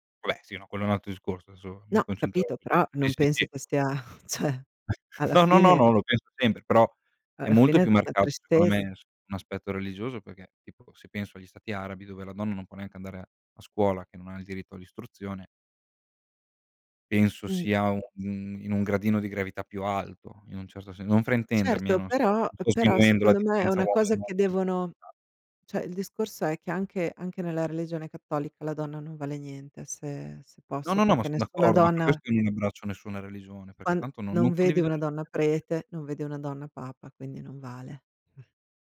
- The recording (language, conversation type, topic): Italian, unstructured, In che modo la religione può unire o dividere le persone?
- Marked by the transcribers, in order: chuckle; "cioè" said as "ceh"; chuckle; "cioè" said as "ceh"; unintelligible speech; other noise